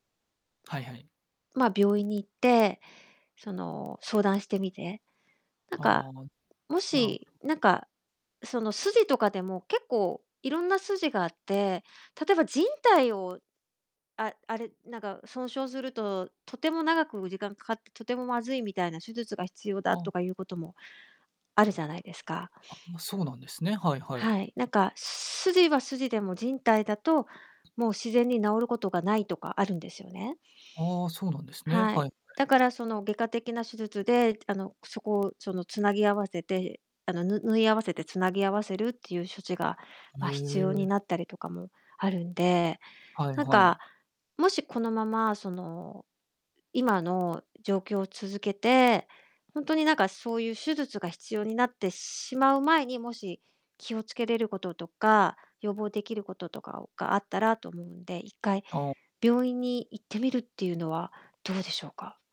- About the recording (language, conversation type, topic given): Japanese, advice, 運動で痛めた古傷がぶり返して不安なのですが、どうすればいいですか？
- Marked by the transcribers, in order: distorted speech